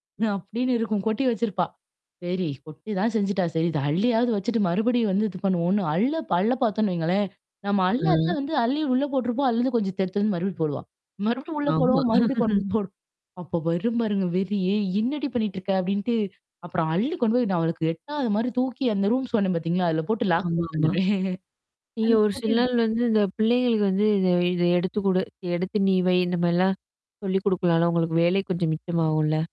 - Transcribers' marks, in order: mechanical hum; distorted speech; static; chuckle; in English: "லாக்"; chuckle
- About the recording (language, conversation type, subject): Tamil, podcast, வீட்டுப் பணிகளைப் பகிர்ந்து கொள்ளும் உரையாடலை நீங்கள் எப்படி தொடங்குவீர்கள்?